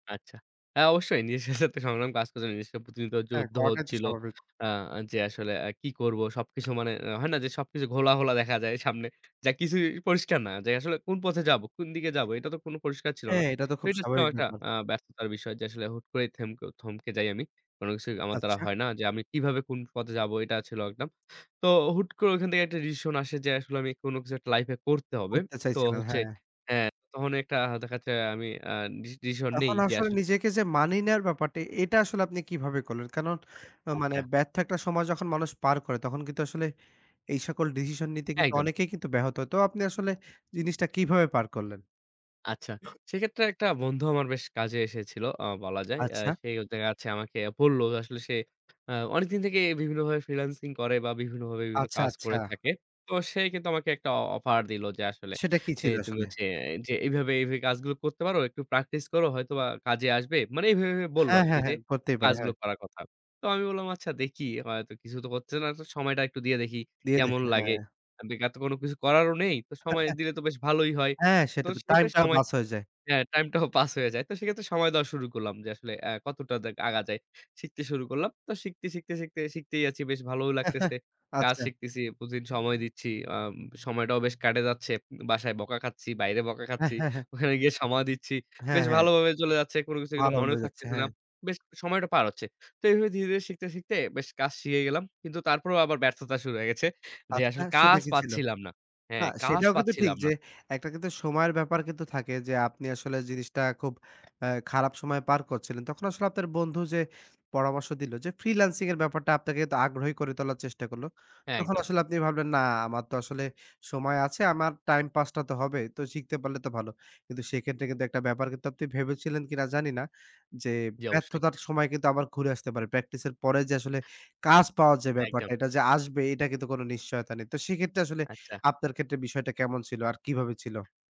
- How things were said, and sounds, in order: laughing while speaking: "নিজের সাথে তো সংগ্রাম কাজ করছে"; other noise; laugh; chuckle; laughing while speaking: "হ্যাঁ"
- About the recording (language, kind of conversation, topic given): Bengali, podcast, ব্যর্থতার পর তুমি কীভাবে নিজেকে আবার দাঁড় করিয়েছিলে?